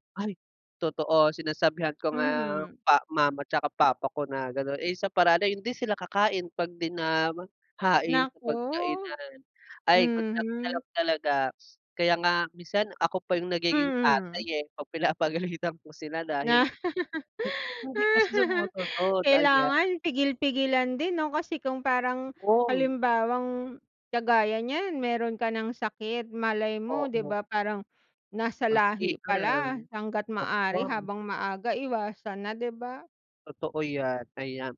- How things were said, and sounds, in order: laughing while speaking: "pinapagalitan"; laugh
- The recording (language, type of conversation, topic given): Filipino, unstructured, Paano mo pinipili ang mga pagkaing kinakain mo araw-araw?